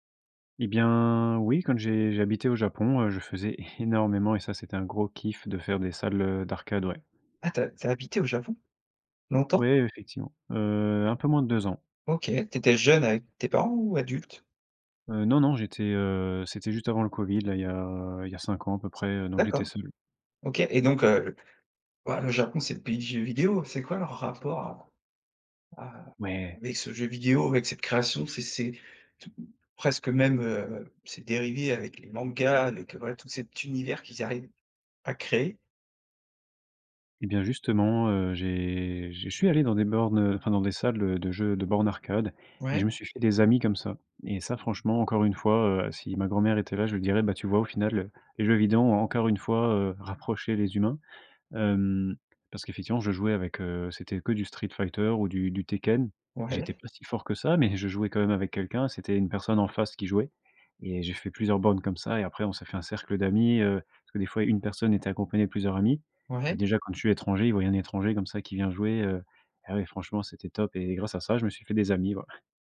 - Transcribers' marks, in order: drawn out: "bien"; stressed: "énormément"; drawn out: "heu"; tapping; laughing while speaking: "Ouais"
- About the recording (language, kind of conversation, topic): French, podcast, Quelle expérience de jeu vidéo de ton enfance te rend le plus nostalgique ?